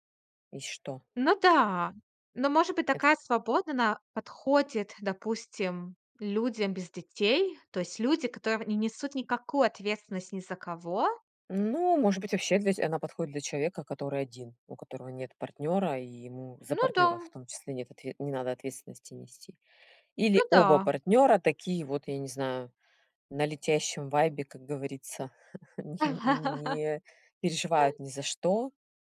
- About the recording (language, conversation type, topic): Russian, podcast, Что для тебя важнее — стабильность или свобода?
- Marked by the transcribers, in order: laugh; chuckle